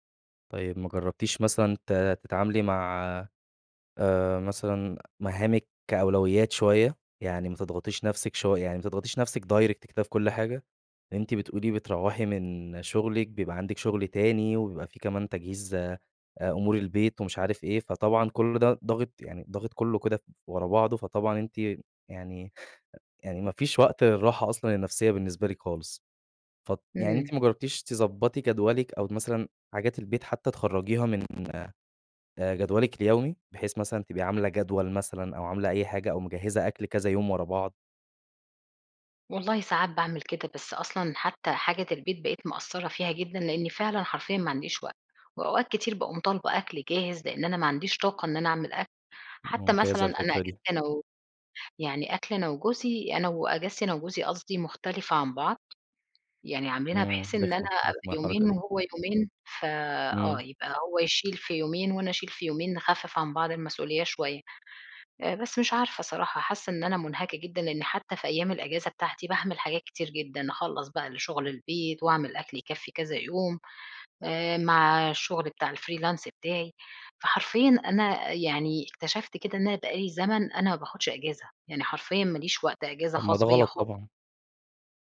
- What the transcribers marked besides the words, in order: in English: "direct"; other background noise; tapping; in English: "الfreelance"
- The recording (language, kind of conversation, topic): Arabic, advice, إزاي بتوصف إحساسك بالإرهاق والاحتراق الوظيفي بسبب ساعات الشغل الطويلة وضغط المهام؟